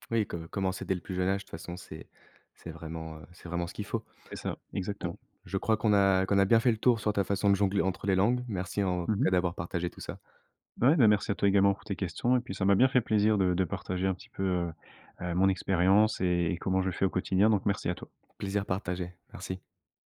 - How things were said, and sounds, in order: none
- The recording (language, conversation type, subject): French, podcast, Comment jongles-tu entre deux langues au quotidien ?